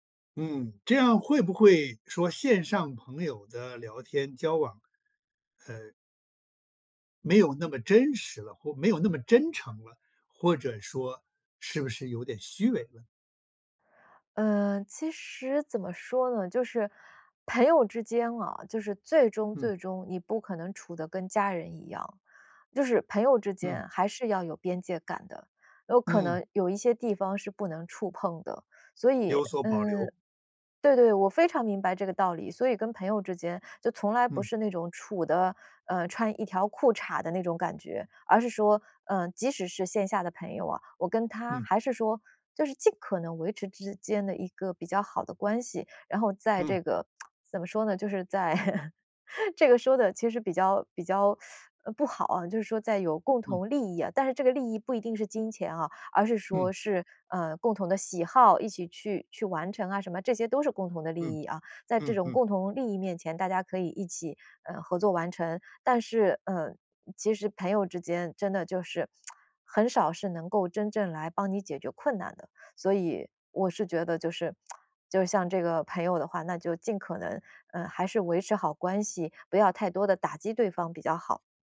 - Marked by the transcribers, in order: tsk; laugh; teeth sucking; tsk; tsk
- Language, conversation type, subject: Chinese, podcast, 你怎么看线上朋友和线下朋友的区别？